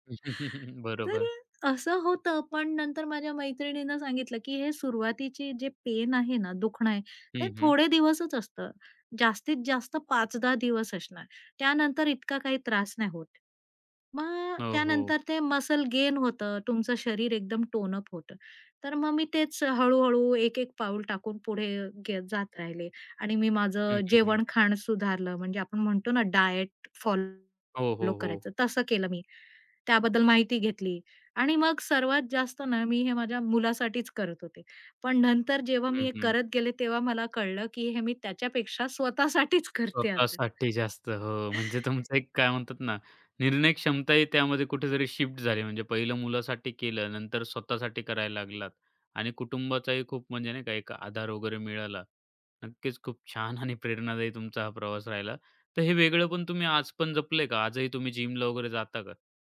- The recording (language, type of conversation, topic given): Marathi, podcast, तुमच्या मुलांबरोबर किंवा कुटुंबासोबत घडलेला असा कोणता क्षण आहे, ज्यामुळे तुम्ही बदललात?
- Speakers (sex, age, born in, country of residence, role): female, 45-49, India, India, guest; male, 25-29, India, India, host
- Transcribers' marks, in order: chuckle; laughing while speaking: "तर अ, असं होतं"; in English: "टोन अप"; in English: "डायट फॉलो"; tapping; laughing while speaking: "त्याच्यापेक्षा स्वतःसाठीच करते आता"; laughing while speaking: "जास्त, हो. म्हणजे तुमचं एक काय म्हणतात ना"; chuckle; laughing while speaking: "खूप छान आणि प्रेरणादायी तुमचा हा प्रवास राहिला"; in English: "जिमला"